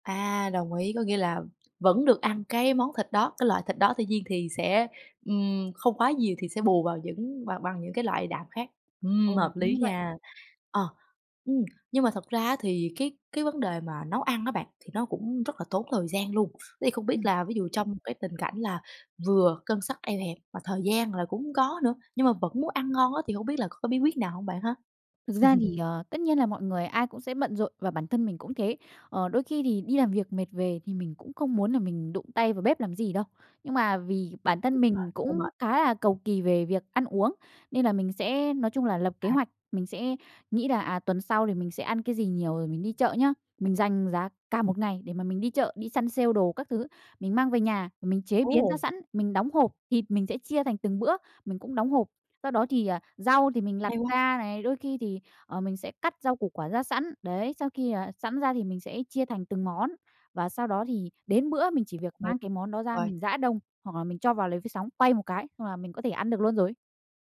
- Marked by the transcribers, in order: tapping; chuckle
- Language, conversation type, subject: Vietnamese, podcast, Làm sao để nấu ăn ngon khi ngân sách eo hẹp?